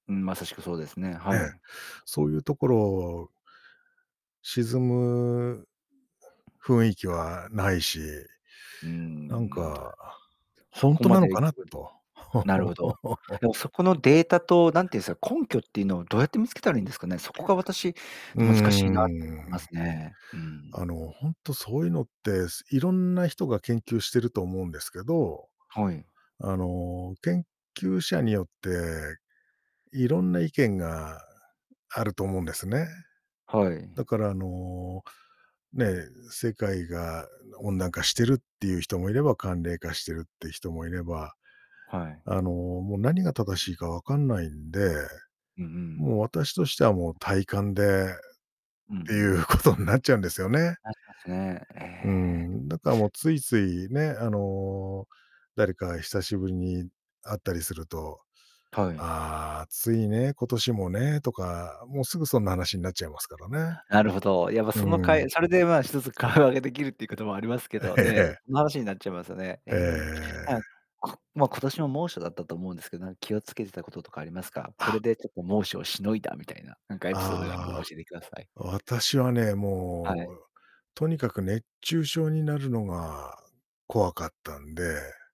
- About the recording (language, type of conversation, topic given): Japanese, podcast, 最近の気候変化をどう感じてる？
- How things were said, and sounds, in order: distorted speech; other background noise; unintelligible speech; chuckle; laughing while speaking: "っていうことになっちゃうんですよね"; laughing while speaking: "会話ができる"; laughing while speaking: "ええ"; unintelligible speech